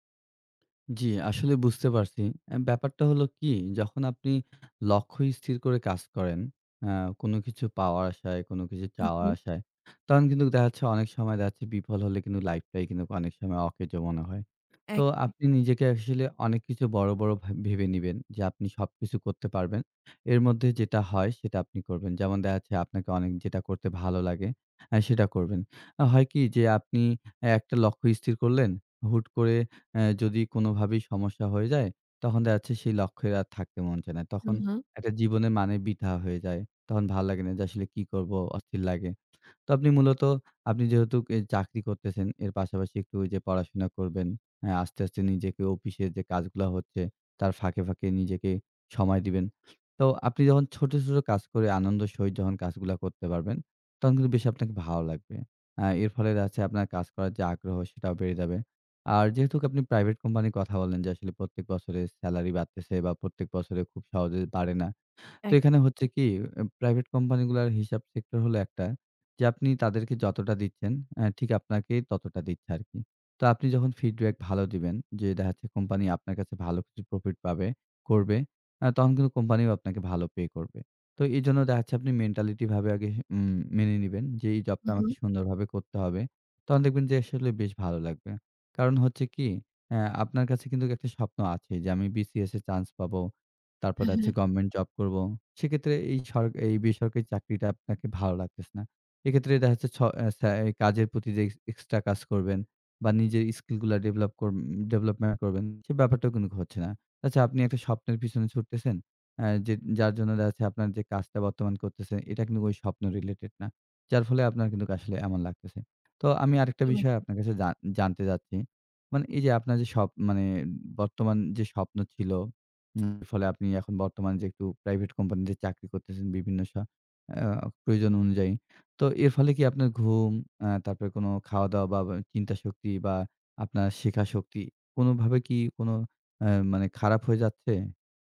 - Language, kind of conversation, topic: Bengali, advice, কাজ করলেও কেন আপনার জীবন অর্থহীন মনে হয়?
- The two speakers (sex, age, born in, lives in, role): female, 45-49, Bangladesh, Bangladesh, user; male, 25-29, Bangladesh, Bangladesh, advisor
- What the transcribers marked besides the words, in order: "অফিসে" said as "অপিসে"; in English: "মেন্টালিটি"; "দেখাচ্ছে" said as "দেচ্ছে"